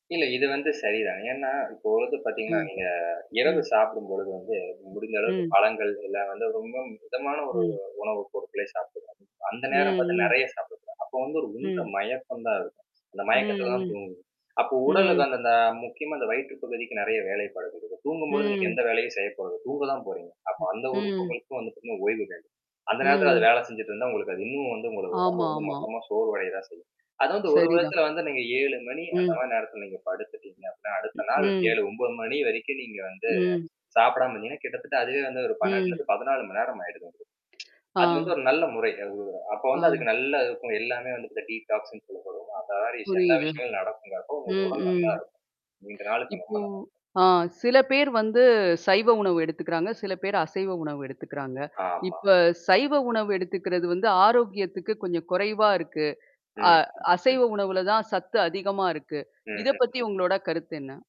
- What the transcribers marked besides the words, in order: other background noise; tapping; unintelligible speech; other noise; tsk; unintelligible speech; in English: "டீடாக்ஸ்ன்னு"
- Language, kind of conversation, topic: Tamil, podcast, குடும்பத்துடன் ஆரோக்கிய பழக்கங்களை நீங்கள் எப்படிப் வளர்க்கிறீர்கள்?